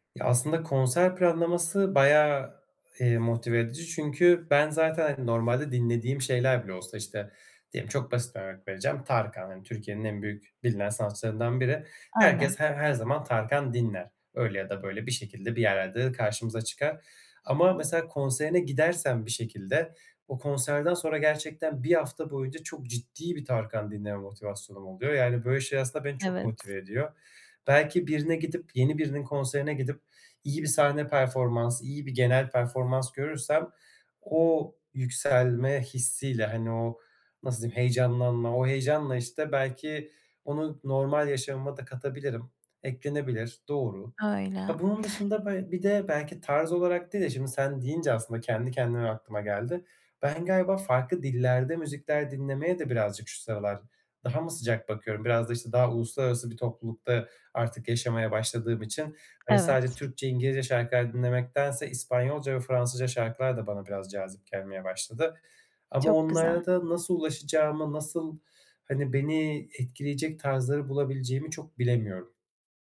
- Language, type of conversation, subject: Turkish, advice, Eskisi gibi film veya müzikten neden keyif alamıyorum?
- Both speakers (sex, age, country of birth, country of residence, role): female, 30-34, Turkey, Spain, advisor; male, 25-29, Turkey, Germany, user
- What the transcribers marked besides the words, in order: other background noise; tapping